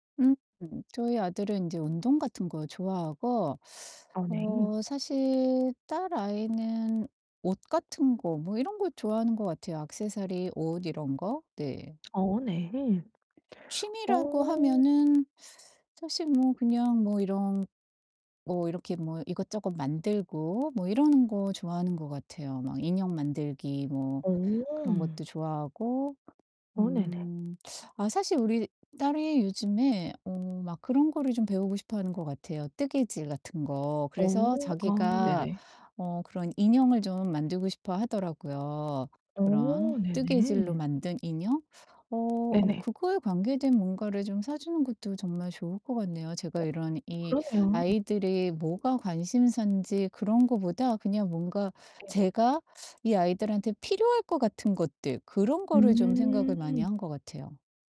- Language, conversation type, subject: Korean, advice, 예산 안에서 쉽게 멋진 선물을 고르려면 어떤 기준으로 선택하면 좋을까요?
- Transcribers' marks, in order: distorted speech; other background noise